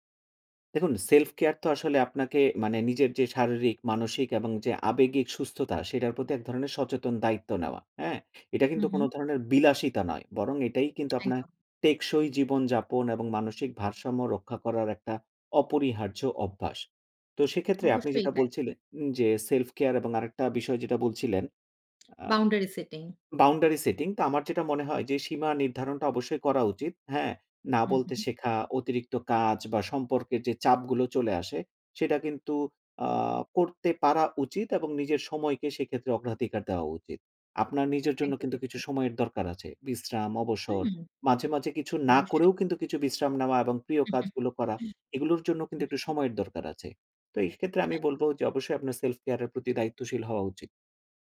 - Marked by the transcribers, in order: in English: "self-care"; tongue click; in English: "self-care"; in English: "boundary setting"; tongue click; in English: "Boundary setting"; chuckle; in English: "self-care"
- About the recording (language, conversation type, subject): Bengali, podcast, আপনি কীভাবে নিজের সীমা শনাক্ত করেন এবং সেই সীমা মেনে চলেন?